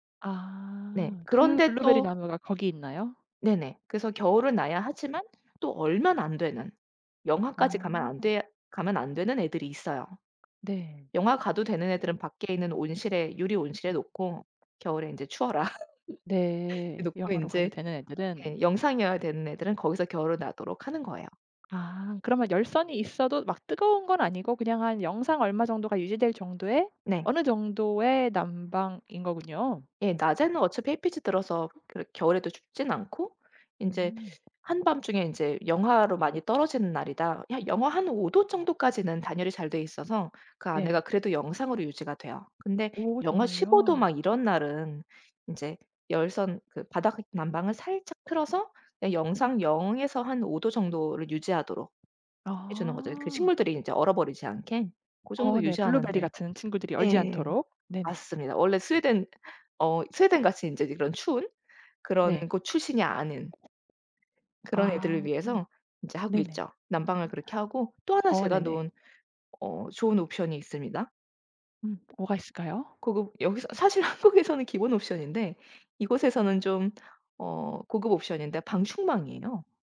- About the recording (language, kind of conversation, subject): Korean, podcast, 집에서 가장 편안한 공간은 어디인가요?
- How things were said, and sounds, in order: tapping; laugh; other background noise; laughing while speaking: "한국에서는"